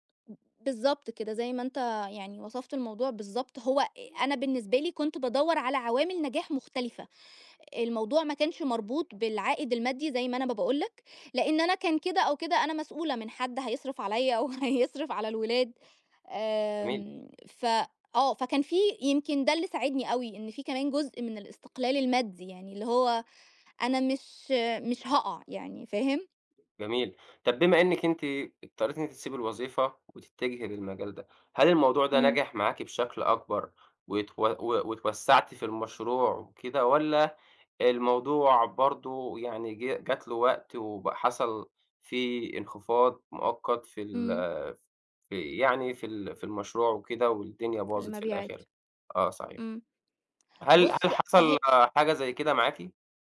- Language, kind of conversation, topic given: Arabic, podcast, إزاي بتختار بين شغل بتحبه وبيكسبك، وبين شغل مضمون وآمن؟
- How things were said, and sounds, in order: tapping; laughing while speaking: "وهيصرِف"